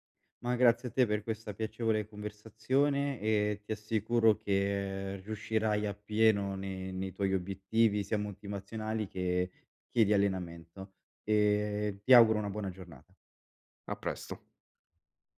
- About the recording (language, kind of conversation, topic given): Italian, advice, Come posso mantenere la motivazione per esercitarmi regolarmente e migliorare le mie abilità creative?
- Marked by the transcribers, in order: none